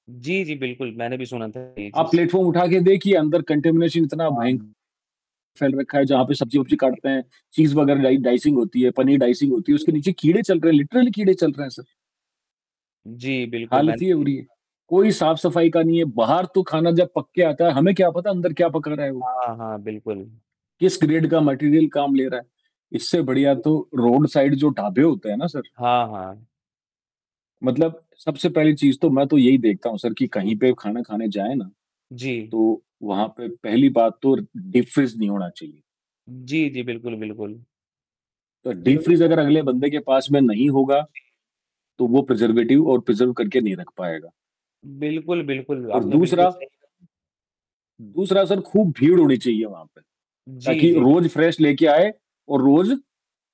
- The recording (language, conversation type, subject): Hindi, unstructured, बाहर का खाना खाने में आपको सबसे ज़्यादा किस बात का डर लगता है?
- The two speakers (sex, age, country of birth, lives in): female, 40-44, India, India; male, 18-19, India, India
- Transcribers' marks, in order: distorted speech; static; in English: "प्लेटफॉर्म"; in English: "कंटामिनेशन"; mechanical hum; in English: "डाई डाइसिंग"; in English: "डाइसिंग"; in English: "लिटरली"; in English: "ग्रेड"; in English: "मटीरियल"; in English: "रोड साइड"; in English: "डीपफ्रीज़"; in English: "डीपफ्रीज़"; unintelligible speech; in English: "प्रिज़र्वेटिव"; in English: "प्रिज़र्व"; in English: "फ्रेश"